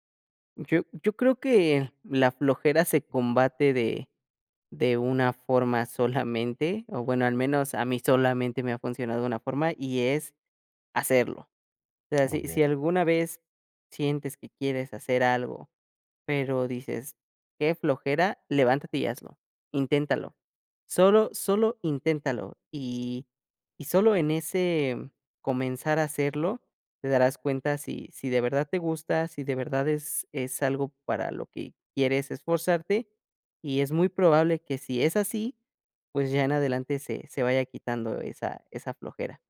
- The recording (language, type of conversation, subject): Spanish, podcast, ¿Cómo influye el miedo a fallar en el aprendizaje?
- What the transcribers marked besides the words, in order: none